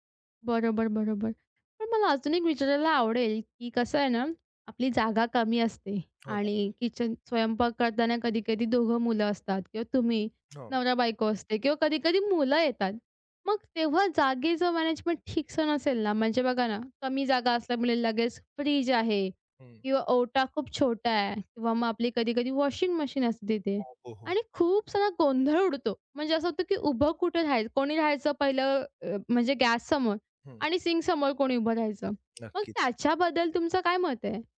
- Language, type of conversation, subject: Marathi, podcast, अन्नसाठा आणि स्वयंपाकघरातील जागा गोंधळमुक्त कशी ठेवता?
- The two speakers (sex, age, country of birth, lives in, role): female, 20-24, India, India, host; male, 45-49, India, India, guest
- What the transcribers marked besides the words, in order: tapping; other noise; in English: "सिंकसमोर"